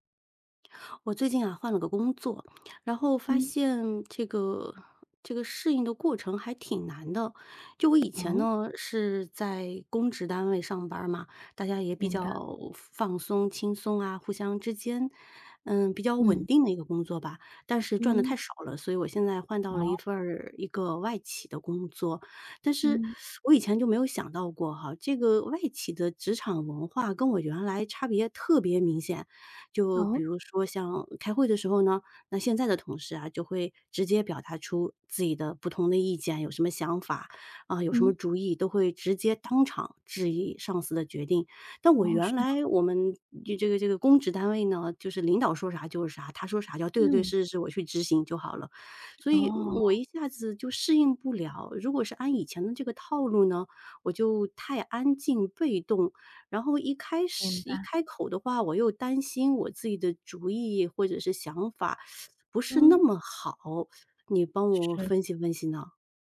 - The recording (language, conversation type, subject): Chinese, advice, 你是如何适应并化解不同职场文化带来的冲突的？
- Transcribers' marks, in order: teeth sucking; other noise; teeth sucking